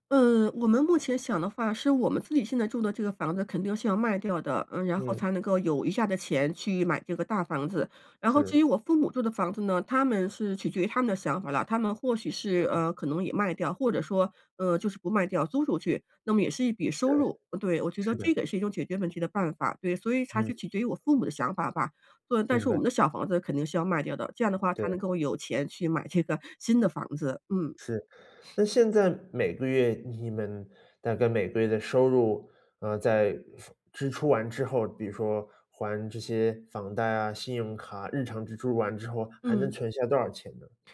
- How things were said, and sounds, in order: laughing while speaking: "这个"; other noise
- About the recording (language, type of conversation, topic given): Chinese, advice, 怎样在省钱的同时保持生活质量？